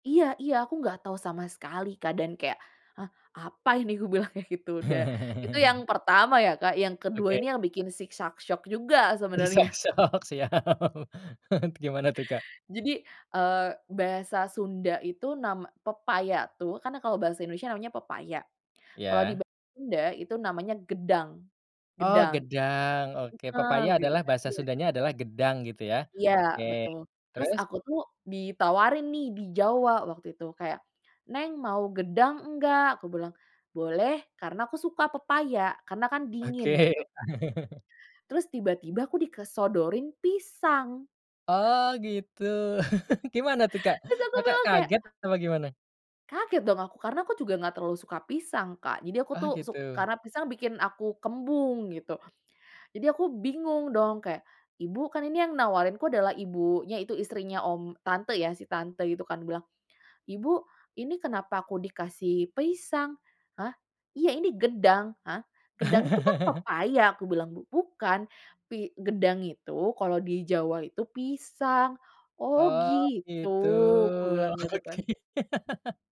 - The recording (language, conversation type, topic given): Indonesian, podcast, Apa cerita lucu tentang salah paham bahasa yang pernah kamu alami?
- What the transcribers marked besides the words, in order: chuckle; laughing while speaking: "Syik syak syok, siap"; chuckle; other background noise; in Sundanese: "gedang. Gedang"; in Sundanese: "gedang"; in Sundanese: "gedang"; in Sundanese: "gedang"; laughing while speaking: "Oke"; chuckle; "disodorin" said as "dikesodorin"; chuckle; laugh; in Javanese: "gedang"; in Javanese: "gedang"; laughing while speaking: "Oke"; laugh